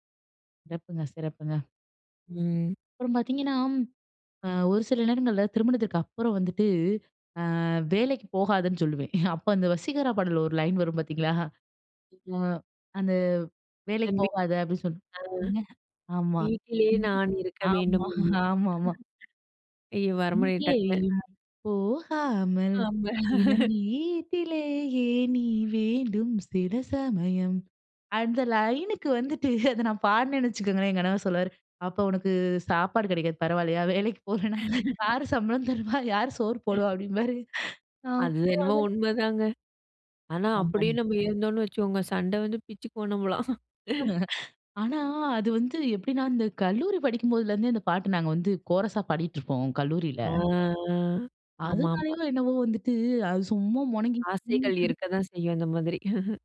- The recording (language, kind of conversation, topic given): Tamil, podcast, முதல் காதலை நினைவூட்டும் ஒரு பாடலை தயங்காமல் பகிர்வீர்களா?
- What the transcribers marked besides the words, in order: chuckle; other background noise; laughing while speaking: "ஆமா"; unintelligible speech; singing: "இங்கேயும் போகாமல் தினம் வீட்டிலேயே நீ வேண்டும். சில சமயம்"; laughing while speaking: "ஆமா"; chuckle; laughing while speaking: "வேலைக்கு போலனா யார் சம்பளம் தருவா? யாரு சோறு போடுவா? அப்படீம்பாரு"; laugh; chuckle; unintelligible speech; laugh; unintelligible speech; laugh